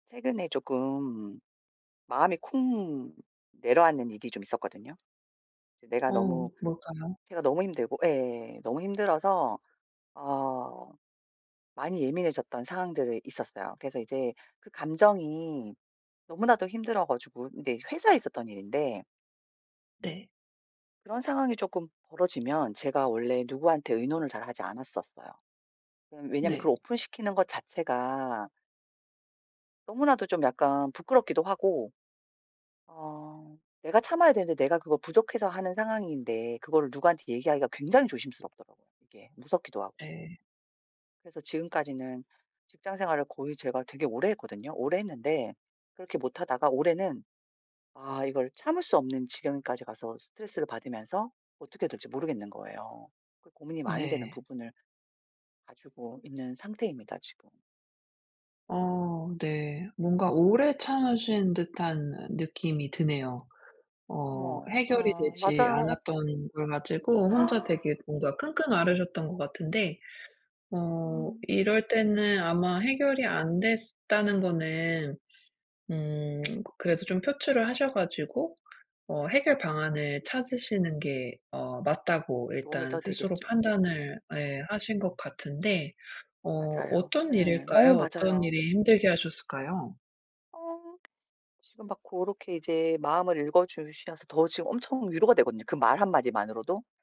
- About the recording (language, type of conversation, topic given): Korean, advice, 피드백을 더 잘 받아들이고 성장 계획을 세우려면 어떻게 해야 하나요?
- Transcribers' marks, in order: other background noise; gasp; lip smack; tapping